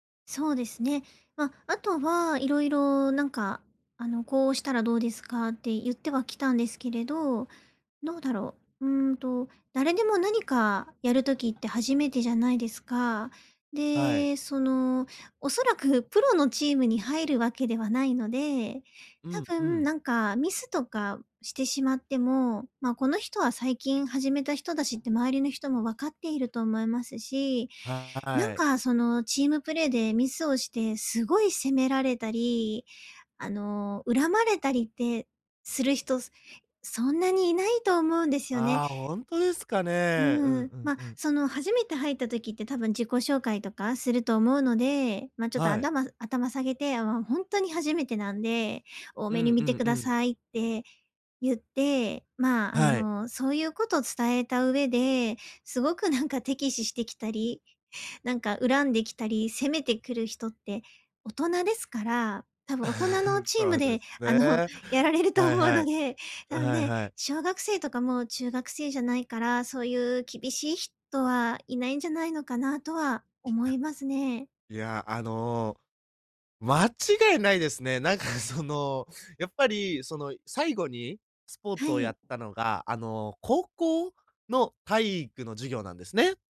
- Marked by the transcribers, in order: other background noise; chuckle; chuckle
- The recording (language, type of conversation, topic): Japanese, advice, 失敗が怖くて新しいことに挑戦できないとき、どうしたらいいですか？